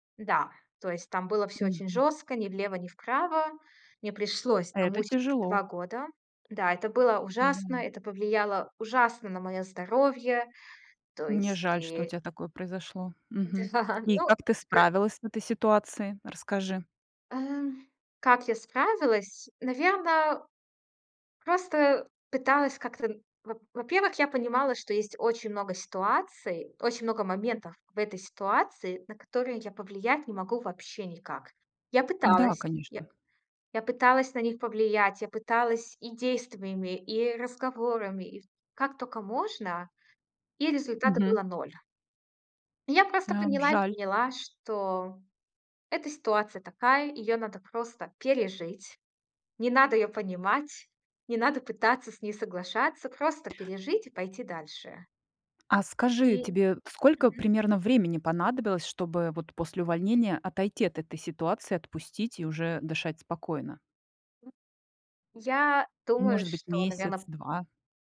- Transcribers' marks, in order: sad: "Мне жаль, что у тя такое произошло"; laughing while speaking: "Да"; tapping; other noise
- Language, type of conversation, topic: Russian, podcast, Как понять, что пора менять работу?